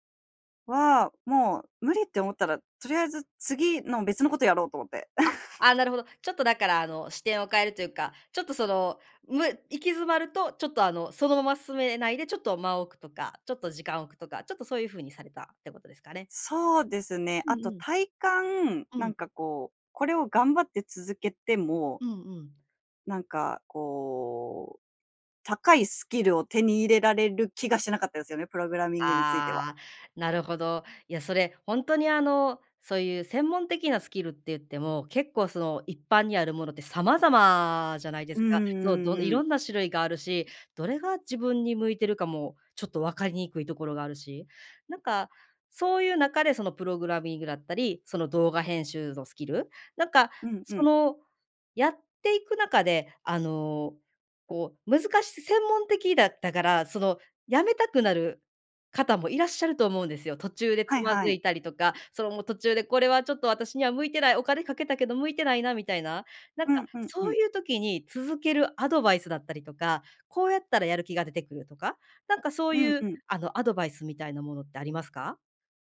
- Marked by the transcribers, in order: laugh
- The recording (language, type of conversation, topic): Japanese, podcast, スキルをゼロから学び直した経験を教えてくれますか？